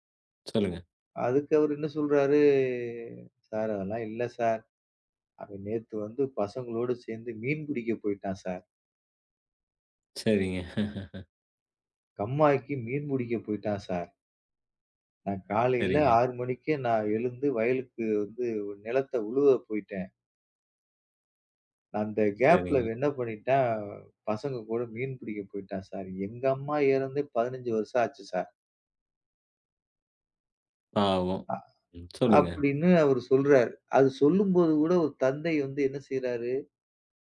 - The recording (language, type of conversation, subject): Tamil, podcast, நேர்மை நம்பிக்கையை உருவாக்குவதில் எவ்வளவு முக்கியம்?
- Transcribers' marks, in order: drawn out: "சொல்றாரு?"; laugh; in English: "கேப்ல"